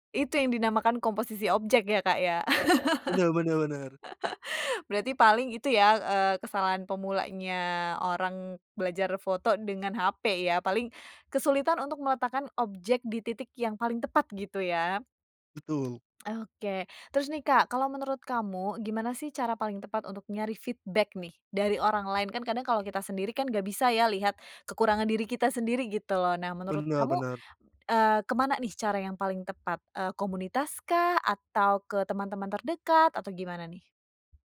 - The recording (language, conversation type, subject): Indonesian, podcast, Bagaimana Anda mulai belajar fotografi dengan ponsel pintar?
- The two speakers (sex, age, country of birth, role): female, 30-34, Indonesia, host; male, 30-34, Indonesia, guest
- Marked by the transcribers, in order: laugh; tapping; in English: "feedback"; other background noise